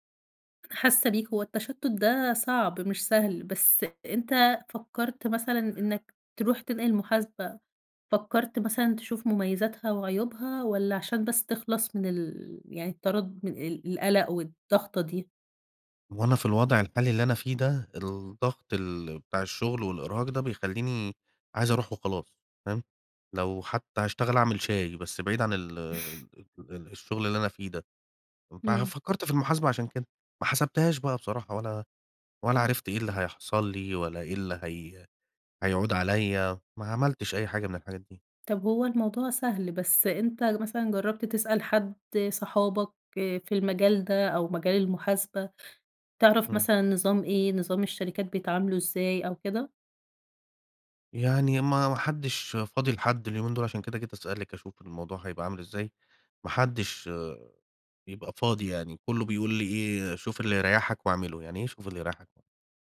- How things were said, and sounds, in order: none
- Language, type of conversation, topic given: Arabic, advice, إزاي أقرر أكمّل في شغل مرهق ولا أغيّر مساري المهني؟